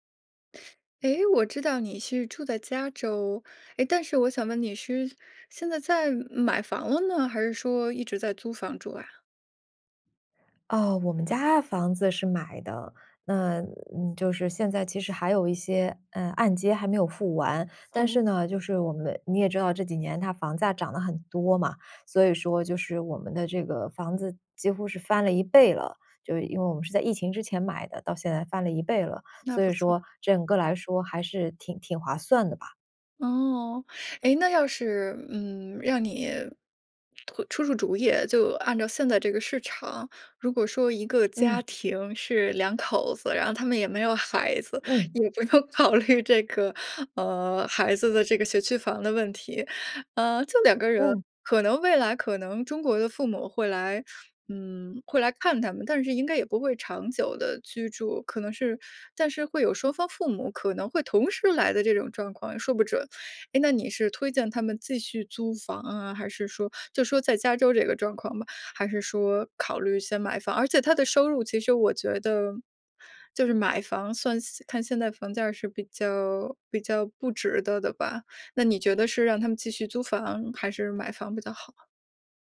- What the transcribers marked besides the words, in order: laughing while speaking: "不用考虑这个"
- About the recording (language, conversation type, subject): Chinese, podcast, 你该如何决定是买房还是继续租房？